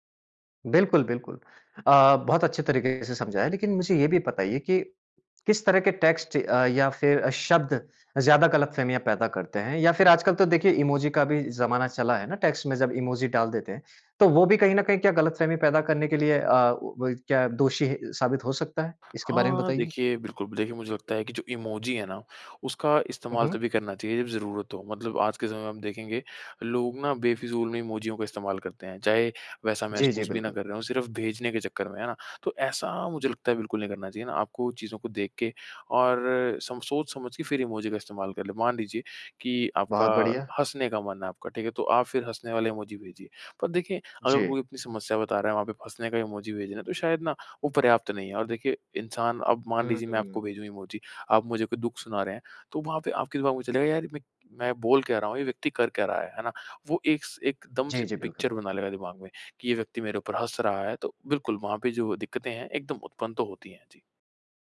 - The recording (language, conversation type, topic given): Hindi, podcast, टेक्स्ट संदेशों में गलतफहमियाँ कैसे कम की जा सकती हैं?
- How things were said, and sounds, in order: in English: "टेक्स्ट"; in English: "टेक्स्ट"; tapping; in English: "पिक्चर"